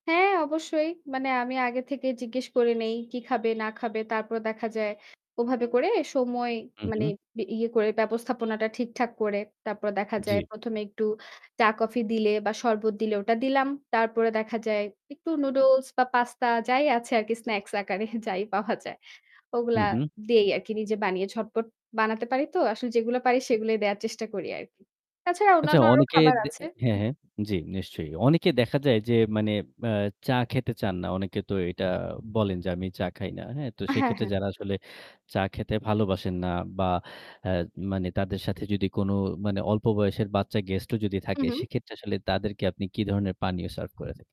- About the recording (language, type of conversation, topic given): Bengali, podcast, হঠাৎ অতিথি এলে আপনি সাধারণত দ্রুত কী রান্না করেন?
- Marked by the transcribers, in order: horn; laughing while speaking: "স্ন্যাকস আকারে যাই পাওয়া যায়"; static; other background noise